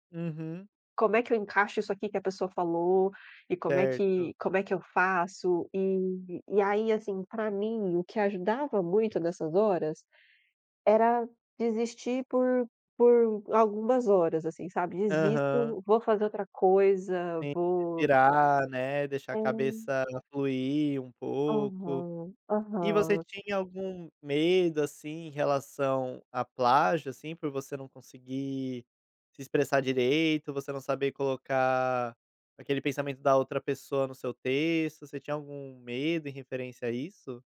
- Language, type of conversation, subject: Portuguese, podcast, O que você faz quando o perfeccionismo te paralisa?
- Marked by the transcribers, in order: none